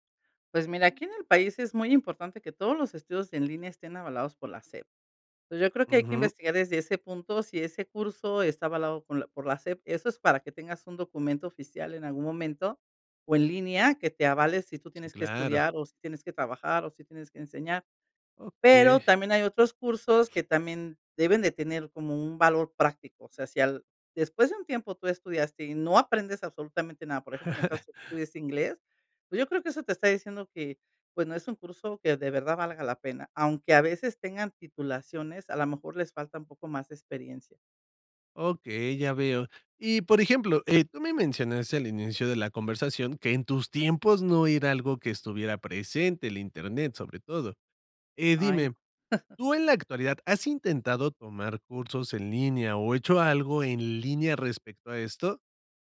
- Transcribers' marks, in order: laugh; chuckle
- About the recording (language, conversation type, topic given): Spanish, podcast, ¿Qué opinas de aprender por internet hoy en día?